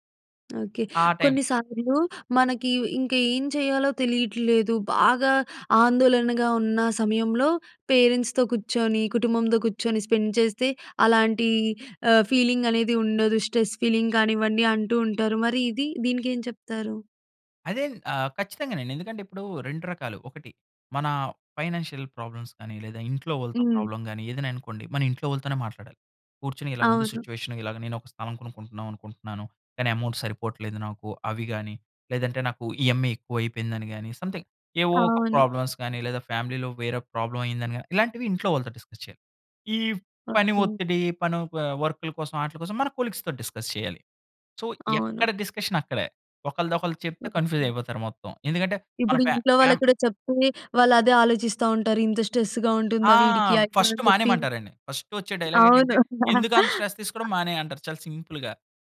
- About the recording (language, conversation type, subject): Telugu, podcast, ఒత్తిడిని తగ్గించుకోవడానికి మీరు సాధారణంగా ఏ మార్గాలు అనుసరిస్తారు?
- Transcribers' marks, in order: tapping; in English: "పేరెంట్స్‌తో"; in English: "స్పెండ్"; in English: "స్ట్రెస్ ఫీలింగ్"; in English: "ఫైనాన్షియల్ ప్రాబ్లమ్స్"; in English: "ప్రాబ్లమ్"; in English: "ఎమౌంట్"; in English: "ఈఎంఐ"; in English: "సంథింగ్"; in English: "ప్రాబ్లమ్స్"; in English: "ఫ్యామిలీలో"; in English: "డిస్కస్"; in English: "కొలీగ్స్‌తో డిస్కస్"; in English: "సో"; in English: "ఫస్ట్"; in English: "ఫస్ట్"; in English: "స్ట్రెస్"; other background noise; chuckle; in English: "సింపుల్‌గా"